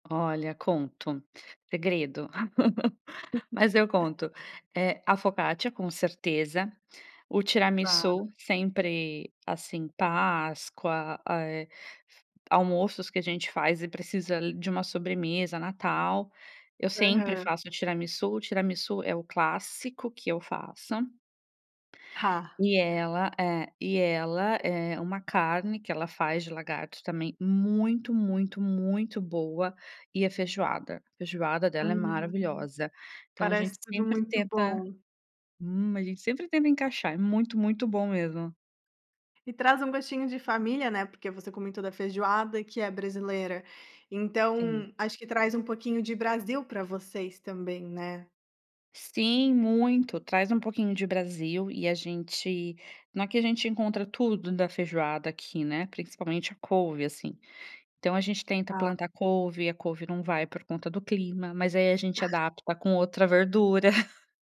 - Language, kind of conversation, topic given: Portuguese, podcast, Por que você ama cozinhar nas horas vagas?
- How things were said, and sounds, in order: laugh; other background noise; tapping; in Italian: "focaccia"; chuckle